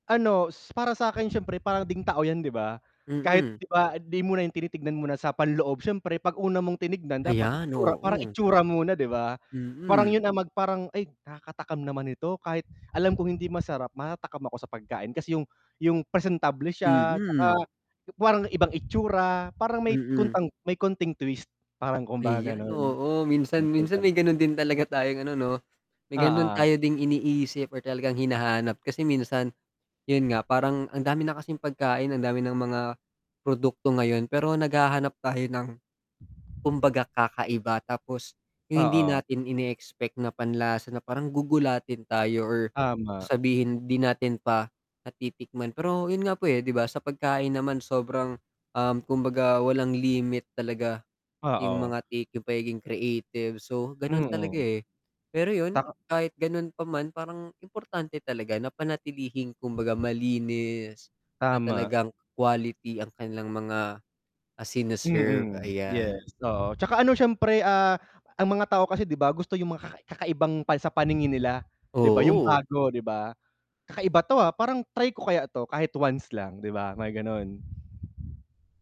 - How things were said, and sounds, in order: wind; static; other background noise; mechanical hum; tapping; distorted speech; laughing while speaking: "ng"
- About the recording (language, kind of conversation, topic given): Filipino, unstructured, Ano ang masasabi mo tungkol sa mga pagkaing hindi mukhang malinis?